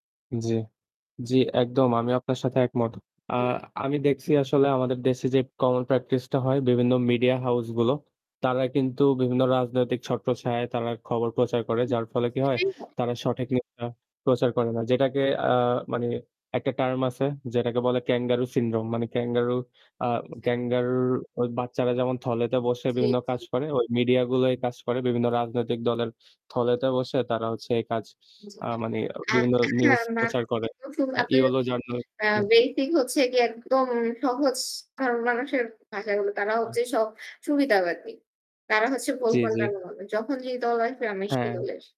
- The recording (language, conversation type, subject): Bengali, unstructured, খবর পাওয়ার উৎস হিসেবে সামাজিক মাধ্যম কতটা বিশ্বাসযোগ্য?
- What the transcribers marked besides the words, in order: static; in English: "common practice"; other background noise; "ছত্রছায়ায়" said as "ছট্রছায়া"; distorted speech; in English: "Kangaroo Syndrome"; unintelligible speech